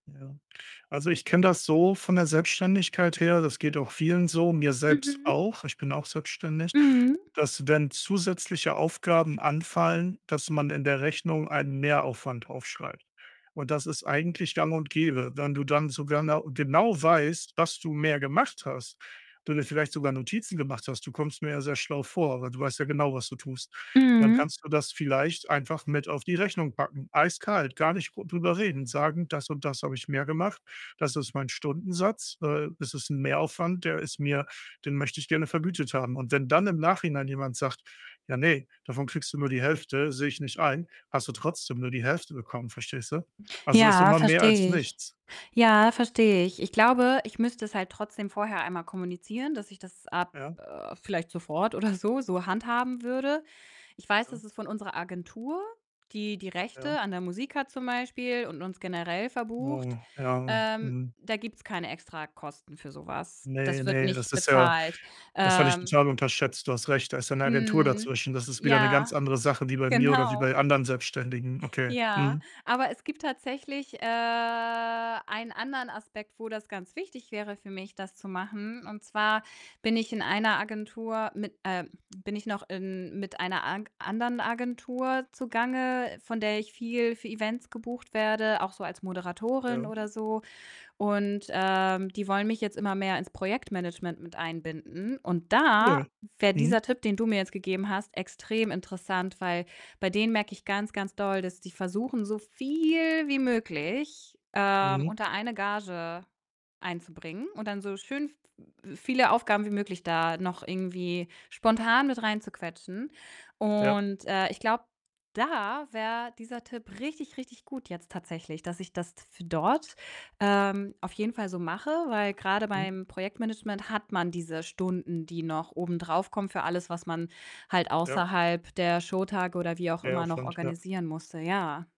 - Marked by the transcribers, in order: distorted speech; stressed: "genau"; stressed: "gemacht"; tapping; laughing while speaking: "so"; laughing while speaking: "genau"; drawn out: "äh"; other noise; stressed: "da"; unintelligible speech; drawn out: "viel"; stressed: "da"; other background noise
- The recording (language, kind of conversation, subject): German, advice, Wie kann ich bei der Arbeit respektvoll Nein zu zusätzlichen Aufgaben sagen?